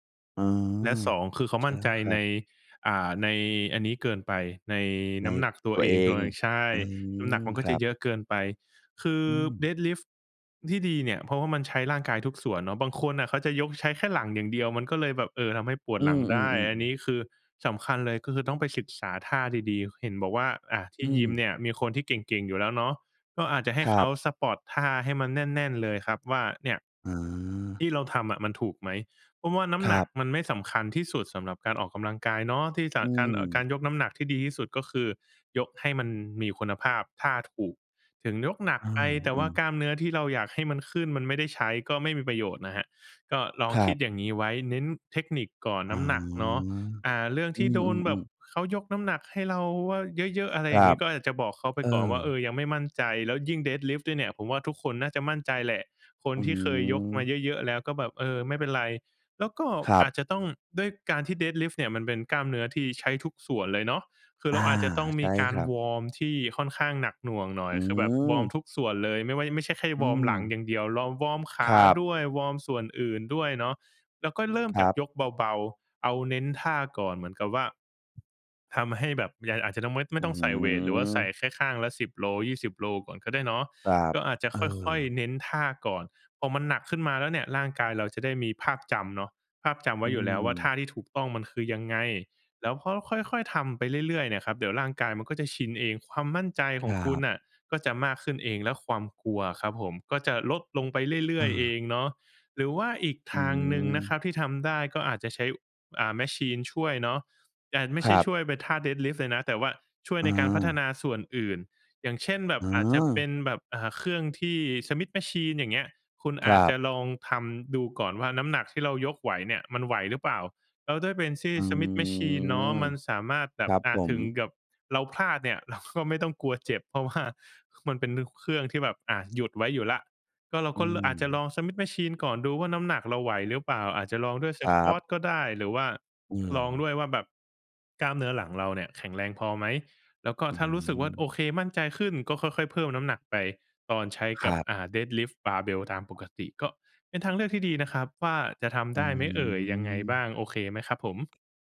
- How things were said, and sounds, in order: drawn out: "เออ"; drawn out: "อ่า"; drawn out: "ใน"; drawn out: "อือ"; in English: "สปอต"; drawn out: "อา"; drawn out: "อ๋อ"; drawn out: "อืม"; drawn out: "อือ"; tapping; drawn out: "อืม"; in English: "มาชีน"; drawn out: "อา"; drawn out: "อือ"; laughing while speaking: "เรา"; drawn out: "อืม"
- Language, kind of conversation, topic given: Thai, advice, กลัวบาดเจ็บเวลาลองยกน้ำหนักให้หนักขึ้นหรือเพิ่มความเข้มข้นในการฝึก ควรทำอย่างไร?